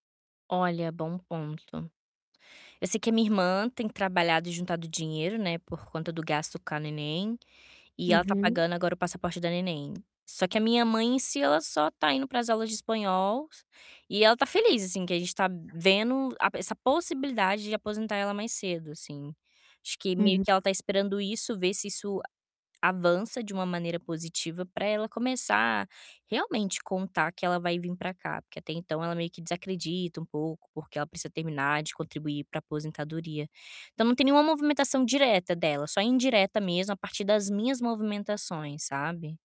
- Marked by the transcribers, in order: static; tapping; distorted speech; other background noise
- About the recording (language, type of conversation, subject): Portuguese, advice, Como posso lidar com a sensação de estar sobrecarregado por metas grandes e complexas?